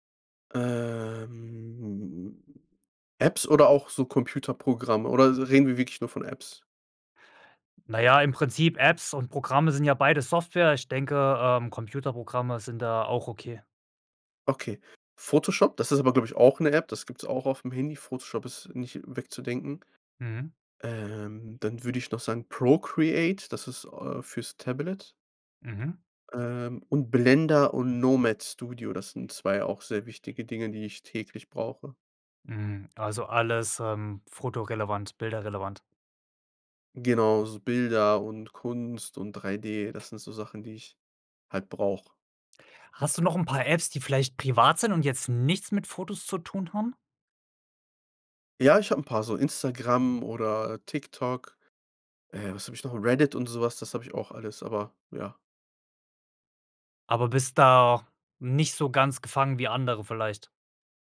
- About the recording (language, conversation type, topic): German, podcast, Welche Apps erleichtern dir wirklich den Alltag?
- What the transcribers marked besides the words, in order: drawn out: "Ähm"